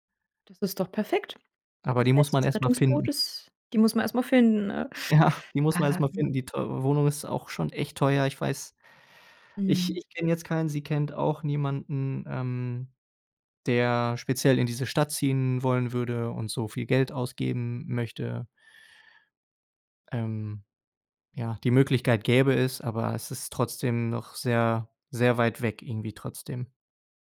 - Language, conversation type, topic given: German, advice, Wie möchtest du die gemeinsame Wohnung nach der Trennung regeln und den Auszug organisieren?
- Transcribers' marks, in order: chuckle